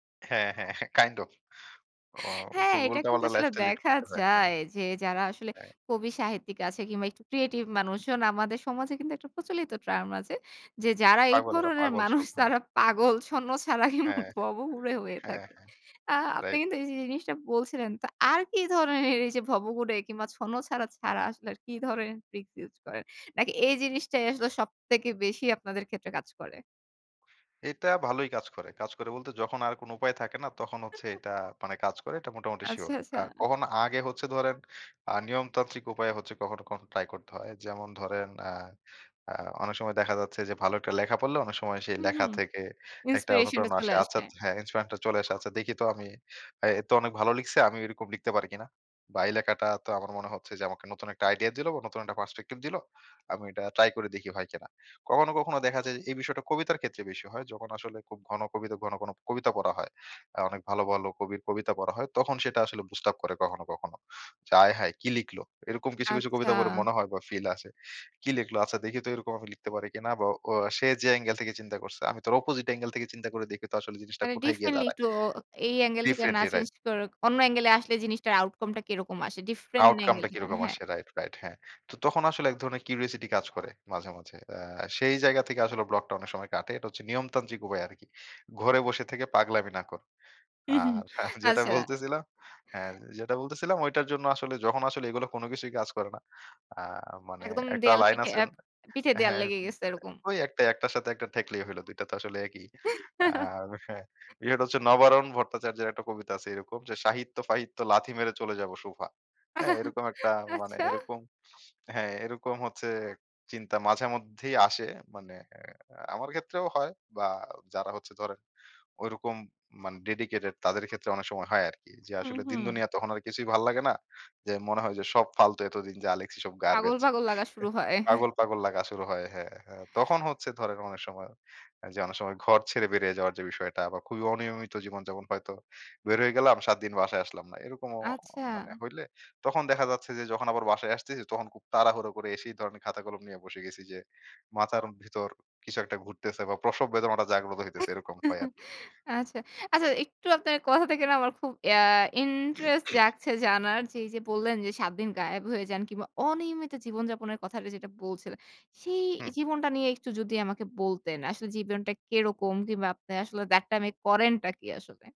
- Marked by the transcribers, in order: in English: "kind of"; laughing while speaking: "হ্যাঁ, এটা কিন্তু আসলে দেখা যায় যে"; in English: "lead"; in English: "creative"; in English: "term"; laughing while speaking: "মানুষ, তারা পাগল, ছন্নছাড়া কিংবা ভবঘুরে হয়ে থাকে"; other background noise; chuckle; in English: "Inspiration"; in English: "perspective"; in English: "boost up"; in English: "angel"; in English: "opposite angel"; in English: "differently"; in English: "Differently"; in English: "outcome"; in English: "Different angel"; in English: "Outcome"; in English: "curosity"; chuckle; laughing while speaking: "যেটা বলতেছিলাম"; chuckle; laughing while speaking: "আহ আচ্ছা"; in English: "dedicated"; in English: "garbage"; chuckle; chuckle; chuckle; throat clearing; in English: "that time"
- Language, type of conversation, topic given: Bengali, podcast, তুমি সৃজনশীল কাজের জন্য কী ধরনের রুটিন অনুসরণ করো?